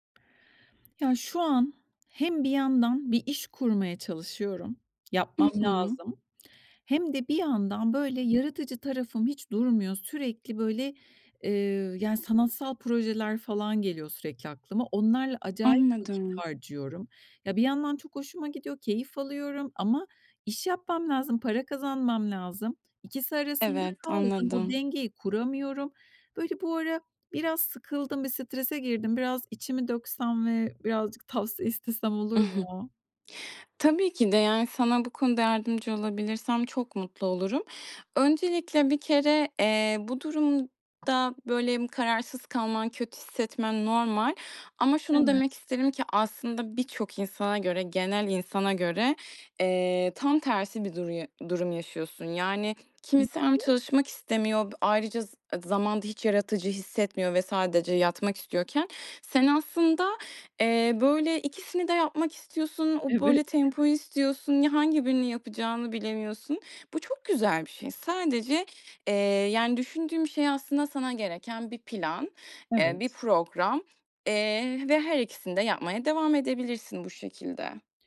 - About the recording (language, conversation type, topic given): Turkish, advice, İş ile yaratıcılık arasında denge kurmakta neden zorlanıyorum?
- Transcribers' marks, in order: other background noise; tapping; laughing while speaking: "Evet"